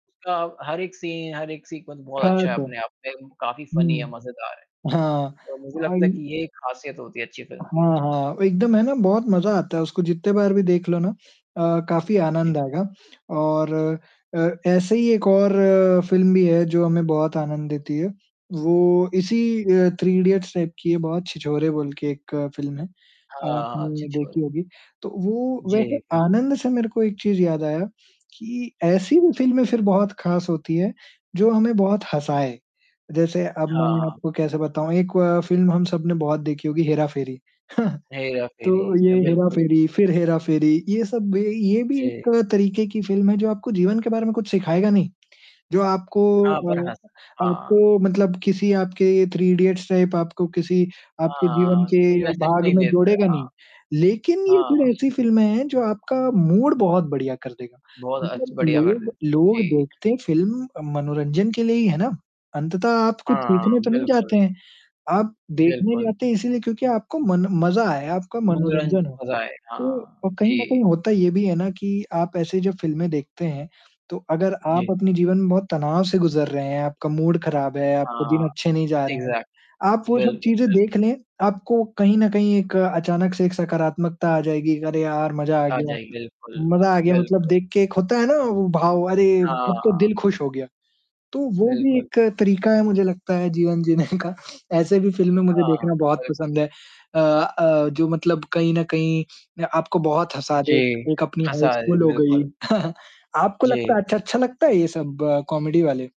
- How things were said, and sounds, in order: distorted speech; in English: "सी"; in English: "सीक्वन्स"; static; in English: "फनी"; tapping; in English: "टाइप"; chuckle; in English: "टाइप"; in English: "मैसेज़"; in English: "मूड"; in English: "मूड"; in English: "एक्जैक्ट"; chuckle; chuckle; in English: "कॉमेडी"
- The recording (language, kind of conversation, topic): Hindi, unstructured, आपके हिसाब से एक अच्छी फिल्म की सबसे बड़ी खासियत क्या होती है?